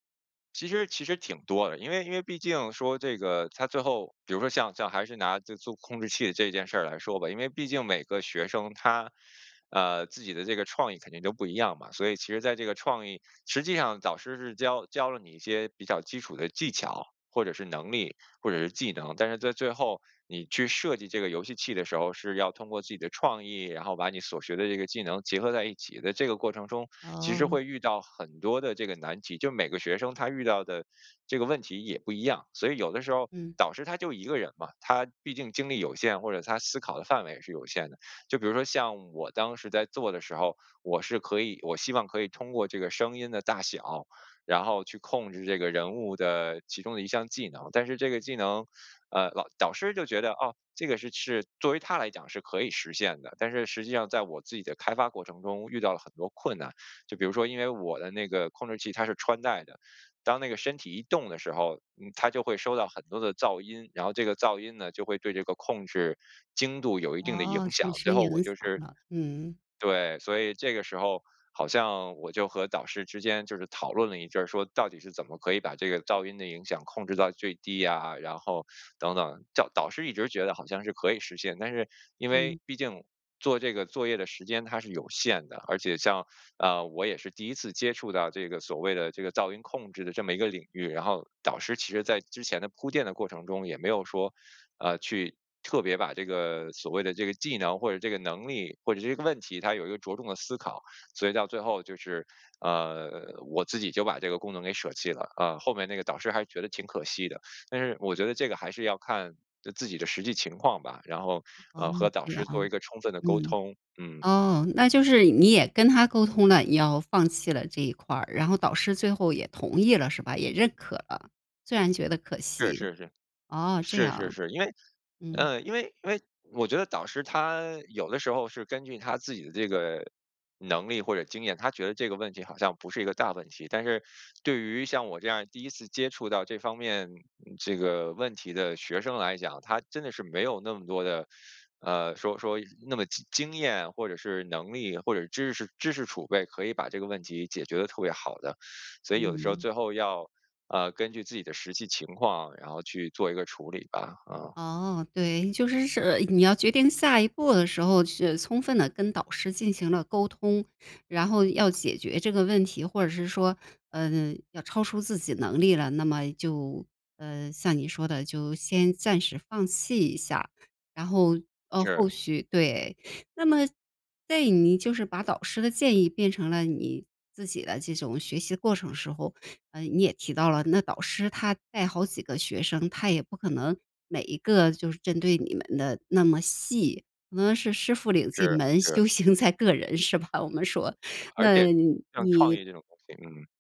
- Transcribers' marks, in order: tapping; laughing while speaking: "行"; other background noise; laughing while speaking: "吧？"
- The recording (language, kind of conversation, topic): Chinese, podcast, 你是怎样把导师的建议落地执行的?